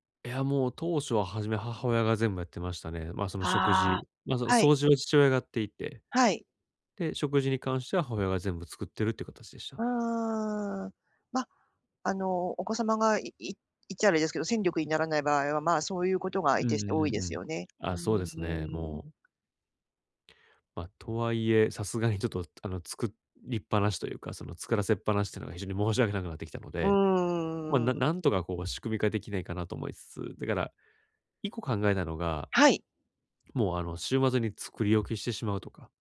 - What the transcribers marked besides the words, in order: other background noise
- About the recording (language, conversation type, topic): Japanese, advice, どうすれば公平な役割分担で争いを減らせますか？